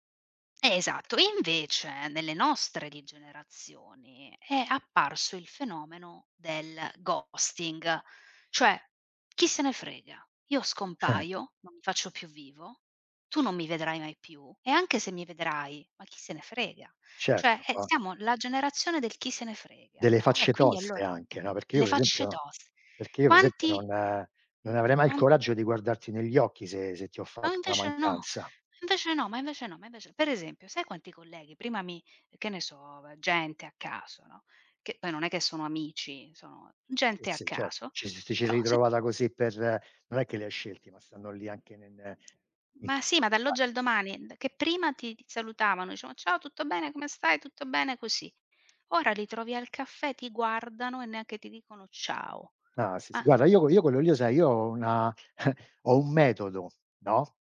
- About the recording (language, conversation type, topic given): Italian, unstructured, Qual è il ruolo della gentilezza nella tua vita?
- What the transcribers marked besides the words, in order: tapping; in English: "ghosting"; chuckle; "per" said as "pe"; "per" said as "pe"; unintelligible speech; "dicevano" said as "icevano"; chuckle